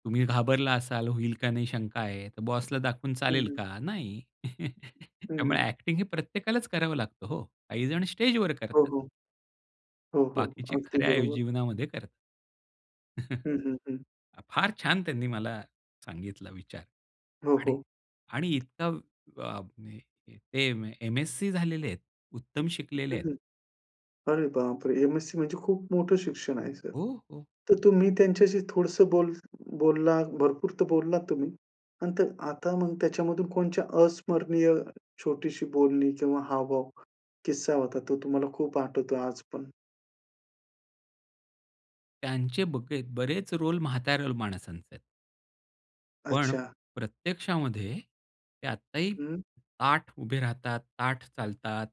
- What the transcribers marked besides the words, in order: chuckle; other background noise; in English: "ॲक्टिंग"; chuckle; tapping; in English: "रोल"
- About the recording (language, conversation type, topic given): Marathi, podcast, आवडत्या कलाकाराला प्रत्यक्ष पाहिल्यावर तुम्हाला कसं वाटलं?